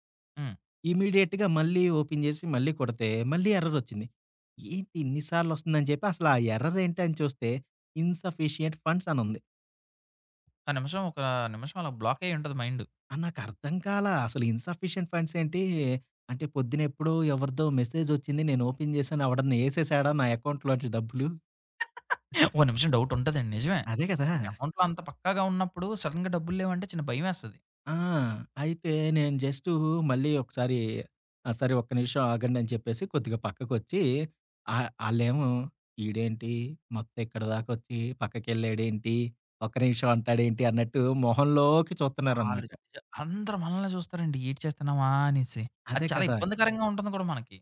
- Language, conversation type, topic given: Telugu, podcast, పేపర్లు, బిల్లులు, రశీదులను మీరు ఎలా క్రమబద్ధం చేస్తారు?
- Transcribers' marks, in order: in English: "ఇమ్మీడియేట్‌గా"; in English: "ఓపెన్"; in English: "ఇన్‌సఫిషియంట్ ఫండ్స్"; in English: "ఇన్‌సఫిషియంట్ ఫండ్స్"; in English: "ఓపెన్"; other background noise; chuckle; giggle; in English: "అమౌంట్‌లో"; in English: "సడెన్‌గా"